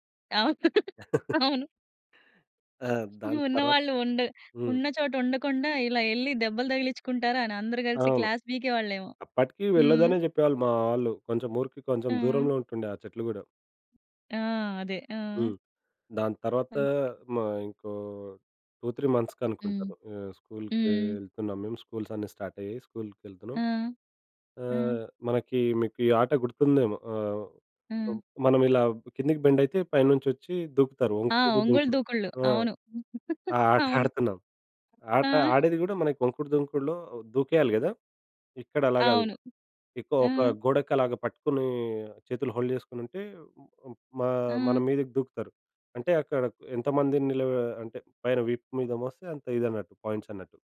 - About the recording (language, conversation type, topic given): Telugu, podcast, మీ బాల్యంలో జరిగిన ఏ చిన్న అనుభవం ఇప్పుడు మీకు ఎందుకు ప్రత్యేకంగా అనిపిస్తుందో చెప్పగలరా?
- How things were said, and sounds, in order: laughing while speaking: "అవును. అవును"; chuckle; other background noise; in English: "టూ త్రీ మంత్స్‌కి"; in English: "స్కూల్స్"; in English: "స్టార్ట్"; giggle; chuckle; in English: "హోల్డ్"; in English: "పాయింట్స్"